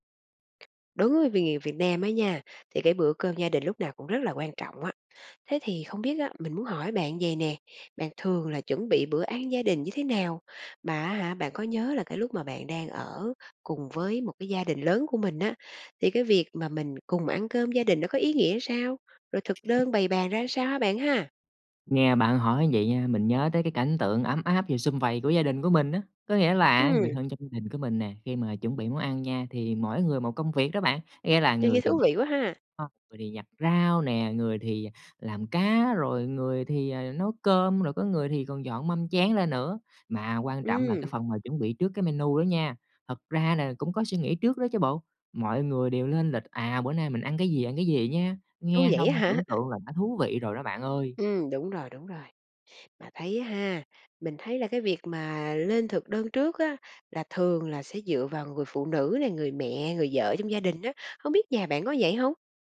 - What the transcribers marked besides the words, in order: tapping; other background noise; unintelligible speech
- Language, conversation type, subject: Vietnamese, podcast, Bạn thường tổ chức bữa cơm gia đình như thế nào?